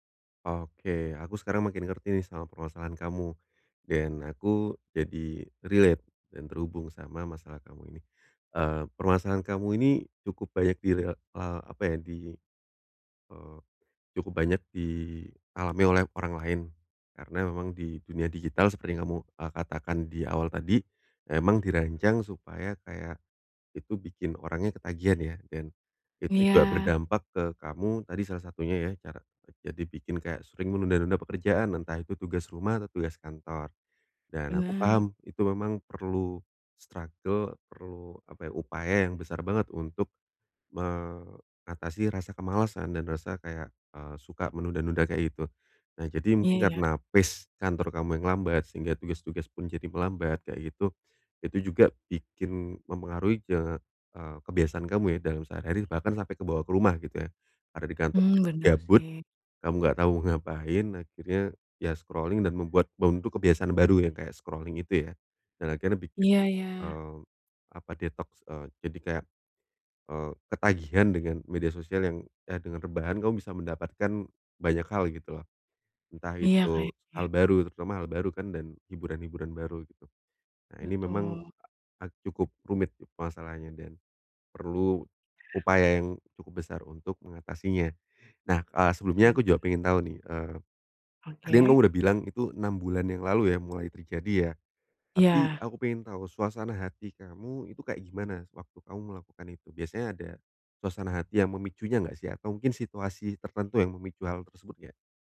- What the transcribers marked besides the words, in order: in English: "relate"; tapping; in English: "struggle"; in English: "pace"; in English: "scrolling"; "membentuk" said as "bountuk"; in English: "scrolling"
- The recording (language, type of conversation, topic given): Indonesian, advice, Bagaimana saya mulai mencari penyebab kebiasaan negatif yang sulit saya hentikan?